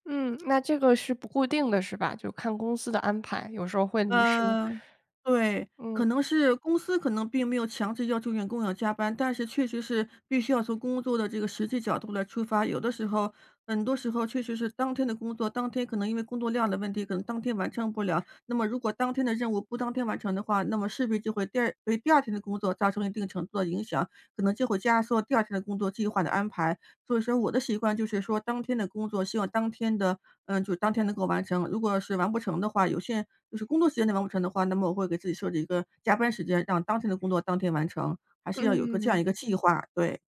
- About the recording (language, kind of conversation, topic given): Chinese, advice, 如何在繁忙的工作中平衡工作与爱好？
- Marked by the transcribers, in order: "压" said as "加"